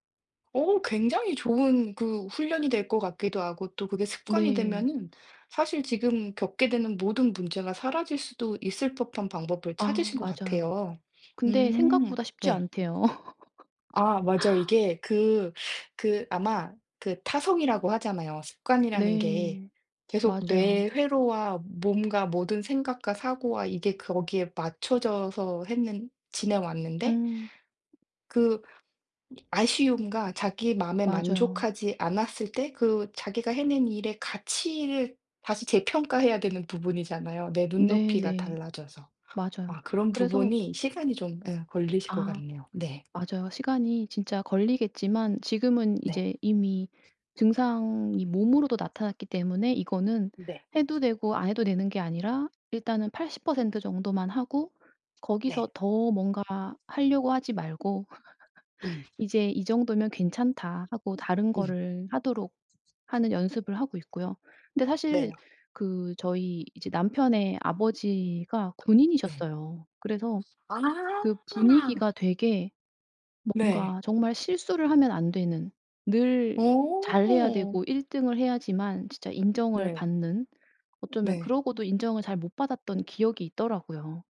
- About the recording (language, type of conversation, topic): Korean, podcast, 완벽해야 한다는 마음이 결정을 내리는 데 방해가 된다고 느끼시나요?
- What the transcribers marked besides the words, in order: other background noise; tapping; laugh; laugh